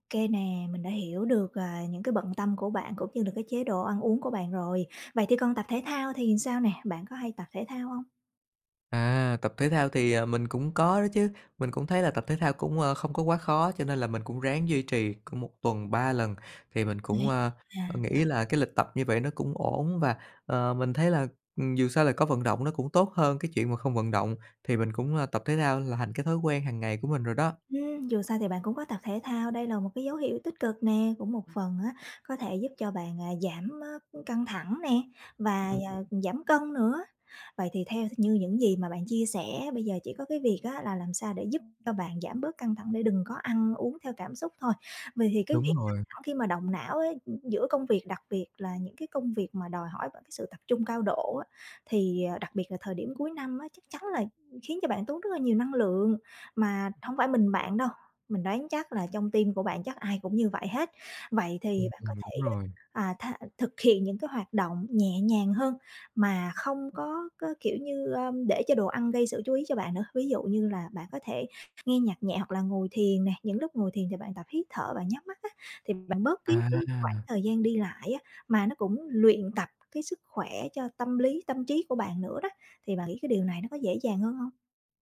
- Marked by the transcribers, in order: tapping; other background noise; in English: "team"
- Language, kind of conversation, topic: Vietnamese, advice, Bạn thường ăn theo cảm xúc như thế nào khi buồn hoặc căng thẳng?